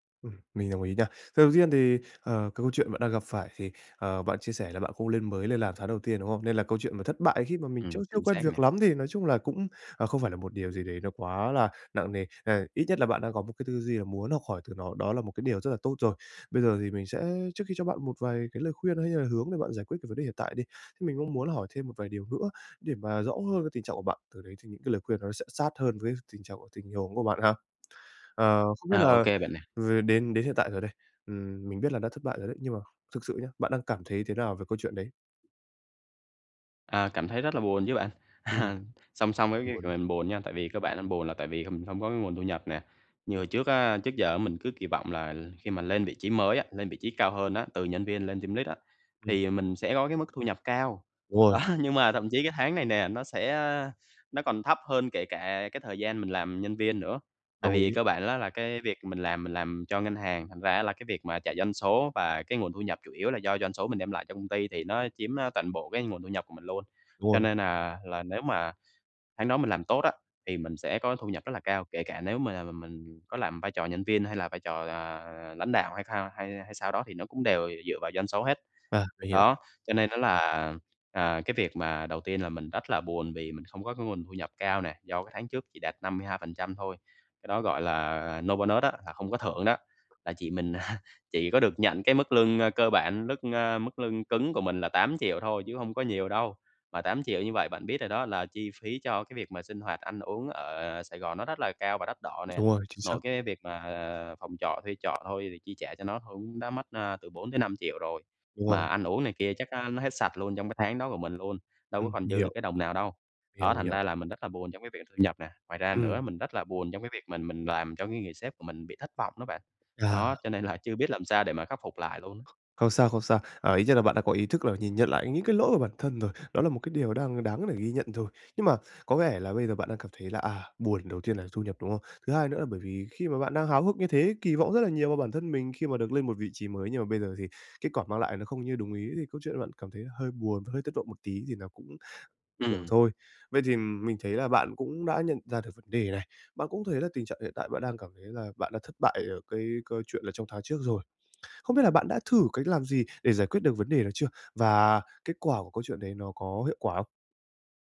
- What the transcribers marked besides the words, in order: tapping; "tiên" said as "riên"; laughing while speaking: "À"; in English: "team lead"; laughing while speaking: "Đó"; other background noise; in English: "no bonus"; laugh; "mức" said as "lứt"; "cũng" said as "hũng"
- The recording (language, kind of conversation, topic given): Vietnamese, advice, Làm sao để chấp nhận thất bại và học hỏi từ nó?